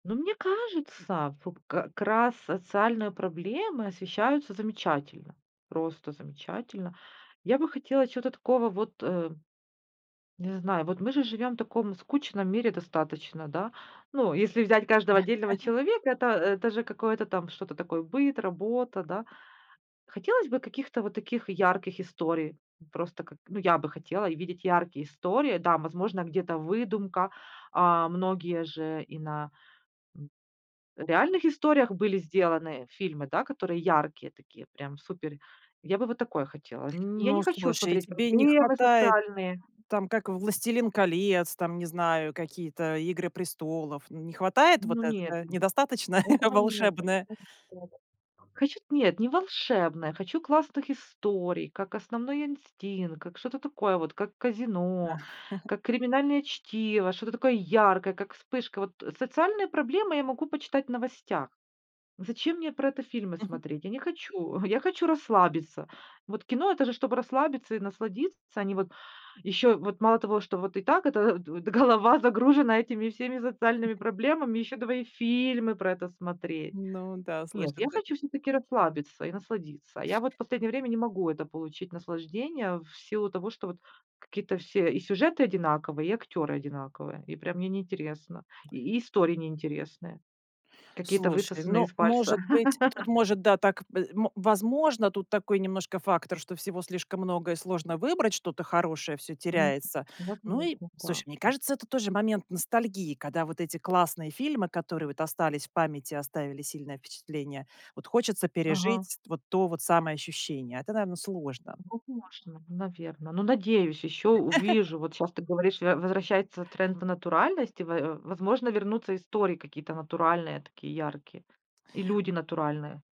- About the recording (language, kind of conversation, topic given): Russian, podcast, Насколько важно разнообразие в кино и сериалах?
- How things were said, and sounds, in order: chuckle; unintelligible speech; chuckle; chuckle; chuckle; tapping; other background noise; laugh; other noise; laugh